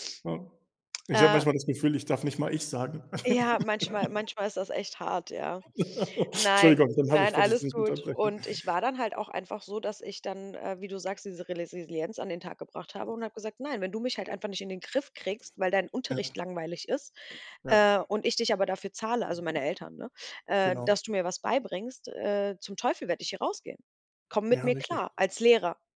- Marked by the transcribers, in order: laugh; giggle; "Resisilienz" said as "Relisilienz"
- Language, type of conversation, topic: German, unstructured, Wie können Konfliktlösungsstrategien das soziale Verhalten von Schülerinnen und Schülern fördern?